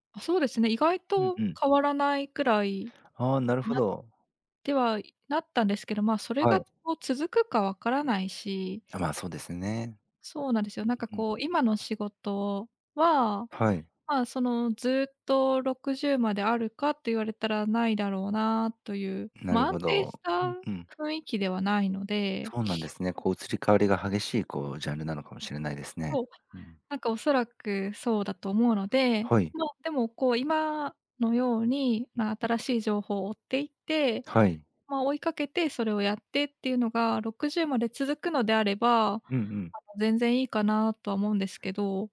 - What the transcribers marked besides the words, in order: sniff; other background noise
- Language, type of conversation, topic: Japanese, advice, 老後のための貯金を始めたいのですが、何から始めればよいですか？